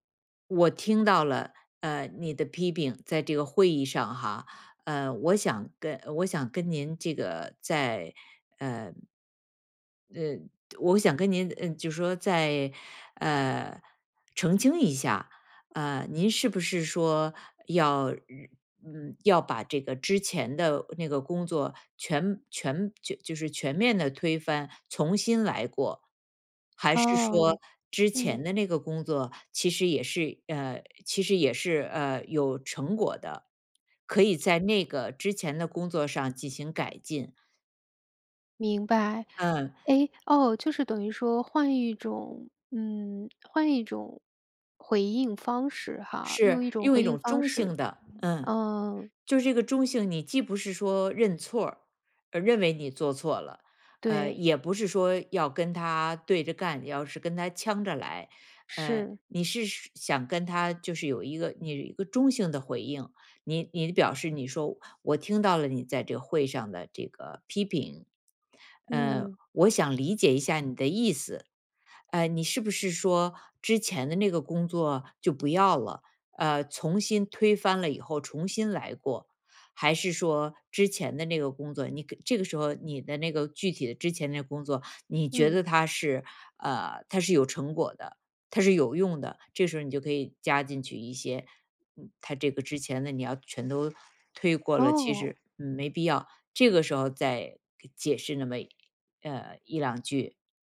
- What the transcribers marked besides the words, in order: other noise; tapping; other background noise
- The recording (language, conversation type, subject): Chinese, advice, 接到批评后我该怎么回应？